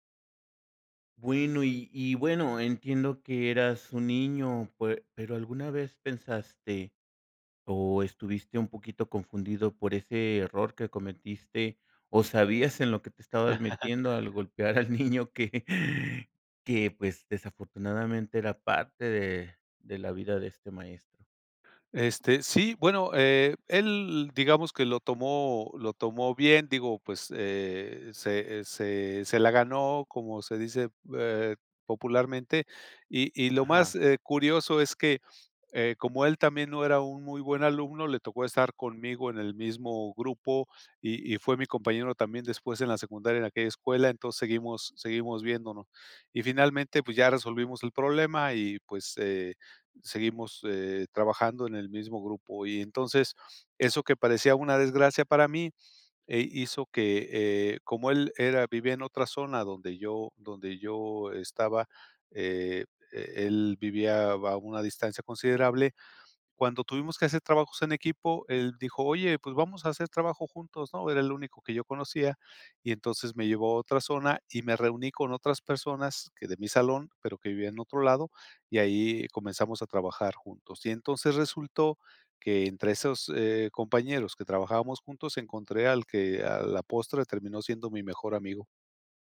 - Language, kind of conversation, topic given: Spanish, podcast, ¿Alguna vez un error te llevó a algo mejor?
- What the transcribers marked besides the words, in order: other background noise; chuckle; laughing while speaking: "golpear al niño que"